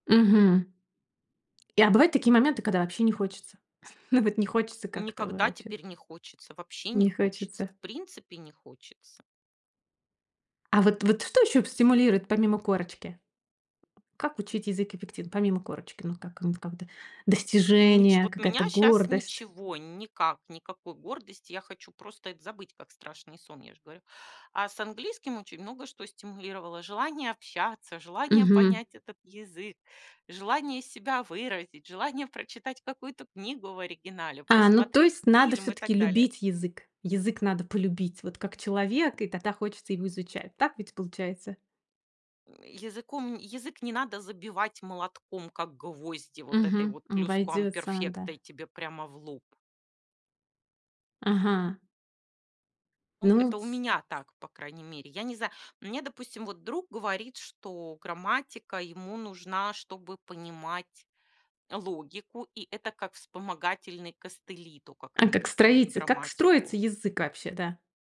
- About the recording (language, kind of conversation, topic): Russian, podcast, Как, по-твоему, эффективнее всего учить язык?
- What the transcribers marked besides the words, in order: laughing while speaking: "Ну"; other background noise; grunt; joyful: "желание общаться, желание понять этот … и так далее"; in Spanish: "плюсквамперфекта"